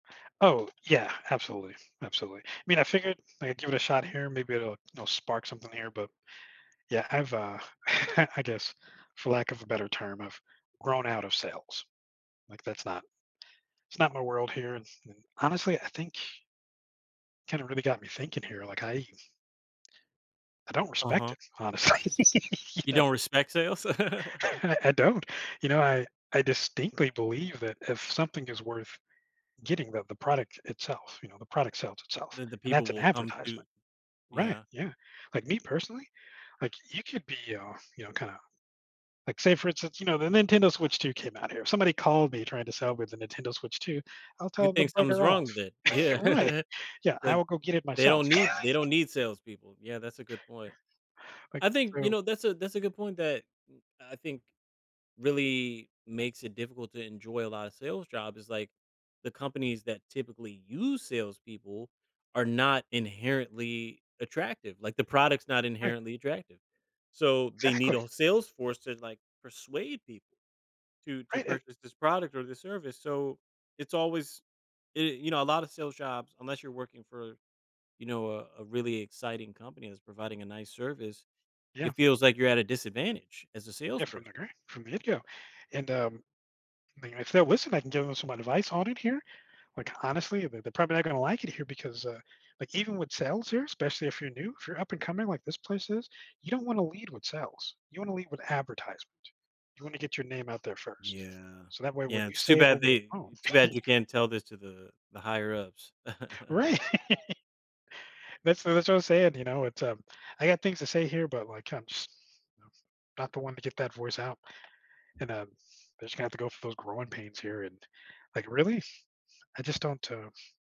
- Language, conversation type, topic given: English, advice, How can I find meaning in my job?
- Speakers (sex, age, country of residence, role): male, 35-39, United States, advisor; male, 45-49, United States, user
- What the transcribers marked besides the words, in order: other background noise; chuckle; tapping; laughing while speaking: "honestly, you know?"; chuckle; laugh; chuckle; chuckle; laughing while speaking: "Right"; chuckle